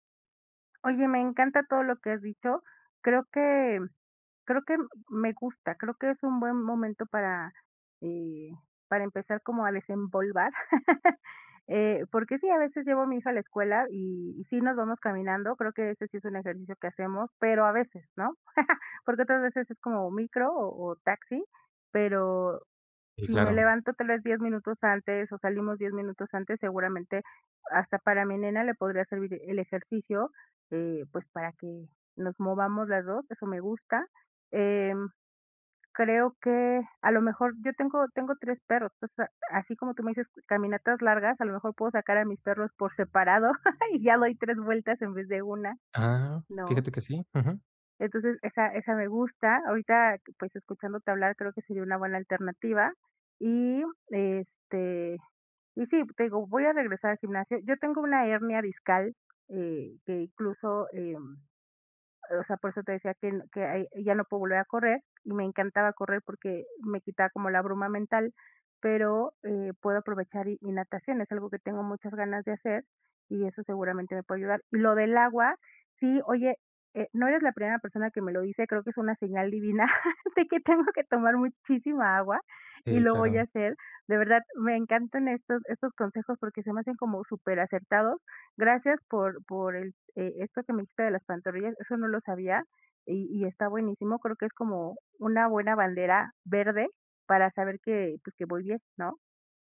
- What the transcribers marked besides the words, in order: laugh; laugh; chuckle; chuckle; laughing while speaking: "de que tengo"
- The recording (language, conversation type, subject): Spanish, advice, ¿Cómo puedo recuperar la disciplina con pasos pequeños y sostenibles?